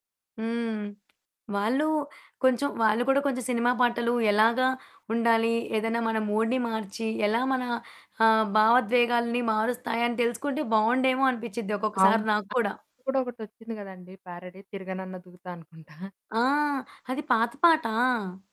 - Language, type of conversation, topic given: Telugu, podcast, సినిమా పాటలు మీ సంగీత రుచిని ఎలా మార్చాయి?
- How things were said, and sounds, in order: in English: "మూడ్‌ని"; static; other background noise